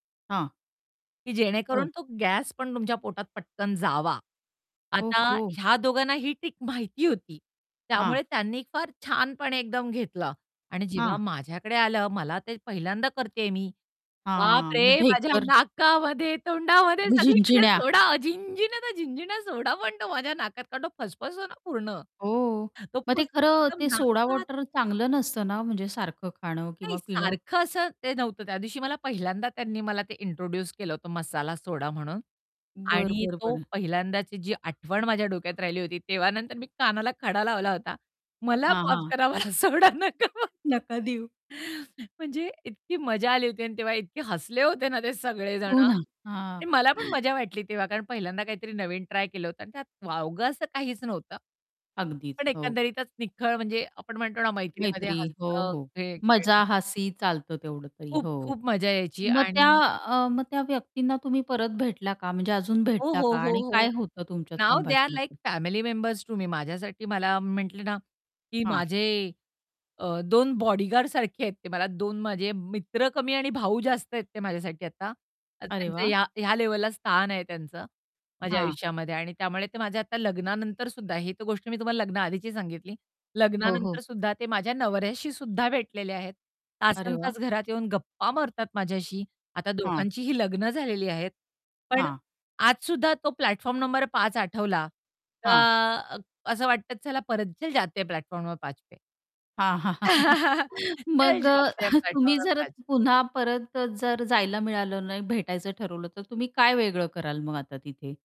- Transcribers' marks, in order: distorted speech; in English: "ट्रिक"; static; other background noise; anticipating: "नाकामध्ये, तोंडामध्ये सगळीकडे सोडा! झिणझिण्या त्या झिणझिण्या, सोडा पण तो माझ्या नाकात"; laughing while speaking: "मला सोडा नका पाजू"; unintelligible speech; in English: "नाउ दे आर लाइक फॅमिली मेंबर्स टू मी"; in English: "प्लॅटफॉर्म"; in Hindi: "चल जाते है, प्लॅटफॉर्म नंबर पाच पे"; in English: "प्लॅटफॉर्म"; chuckle; in Hindi: "चल जाते है, प्लॅटफॉर्म नंबर पाच"; chuckle; in English: "प्लॅटफॉर्म"
- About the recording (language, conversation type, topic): Marathi, podcast, थांबलेल्या रेल्वे किंवा बसमध्ये एखाद्याशी झालेली अनपेक्षित भेट तुम्हाला आठवते का?